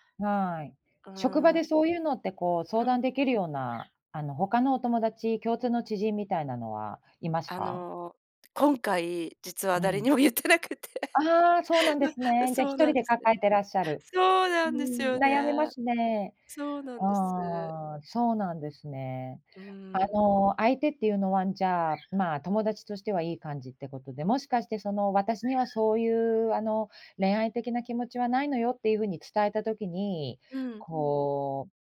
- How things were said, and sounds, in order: other background noise; laughing while speaking: "言ってなくて"; laugh
- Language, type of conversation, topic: Japanese, advice, 人間関係で意見を言うのが怖くて我慢してしまうのは、どうすれば改善できますか？